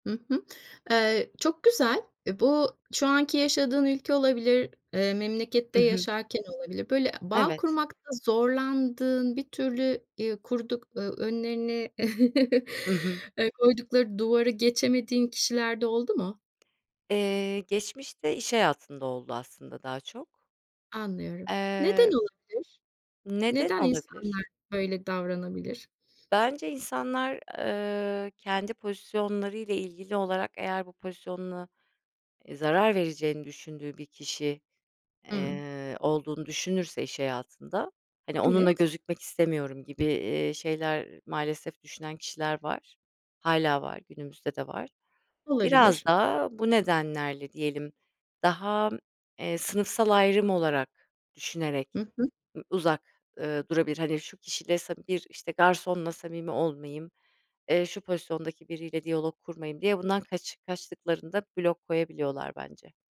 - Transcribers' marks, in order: chuckle; other background noise
- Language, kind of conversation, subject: Turkish, podcast, Yeni tanıştığın biriyle hızlıca bağ kurmak için neler yaparsın?